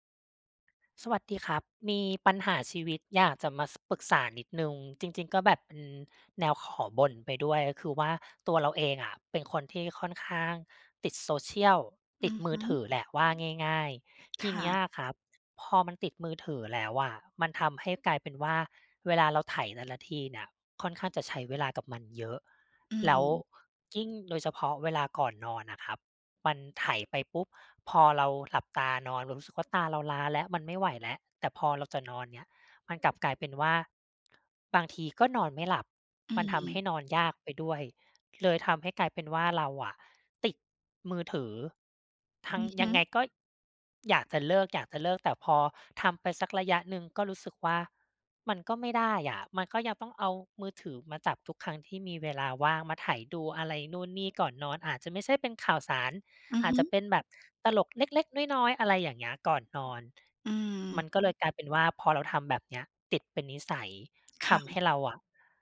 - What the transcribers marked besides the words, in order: other background noise; tapping
- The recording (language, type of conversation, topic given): Thai, advice, ทำไมฉันถึงวางโทรศัพท์ก่อนนอนไม่ได้ทุกคืน?